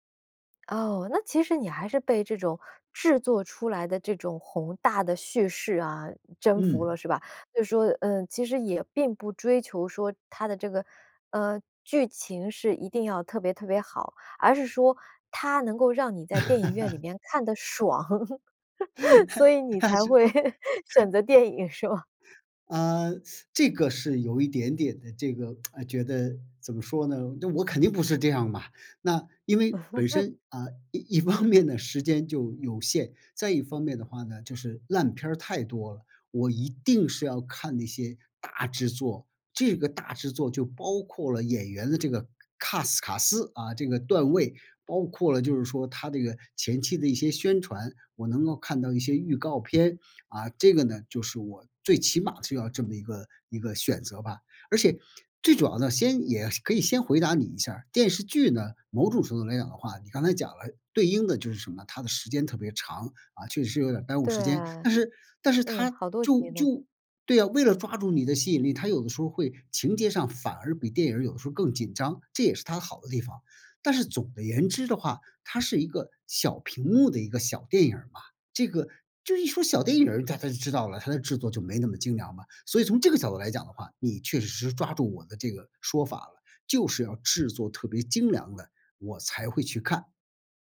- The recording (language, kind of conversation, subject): Chinese, podcast, 你觉得追剧和看电影哪个更上瘾？
- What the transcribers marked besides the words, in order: laugh; laugh; laughing while speaking: "所以你才会选择电影是吗？"; laughing while speaking: "它是 它"; laugh; teeth sucking; lip smack; laugh; laughing while speaking: "一 一方面呢"; stressed: "一定"; in English: "CAST"